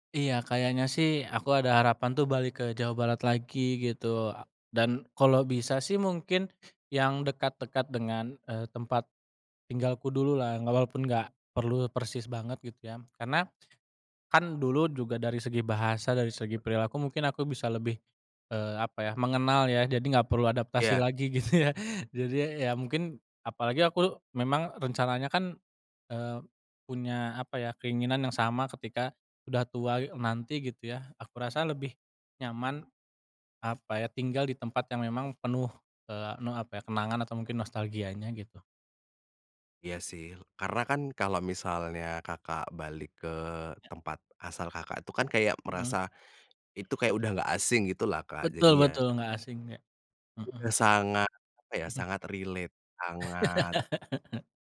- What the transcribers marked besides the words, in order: laughing while speaking: "gitu ya"; tapping; in English: "relate"; chuckle
- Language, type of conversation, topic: Indonesian, podcast, Bagaimana alam memengaruhi cara pandang Anda tentang kebahagiaan?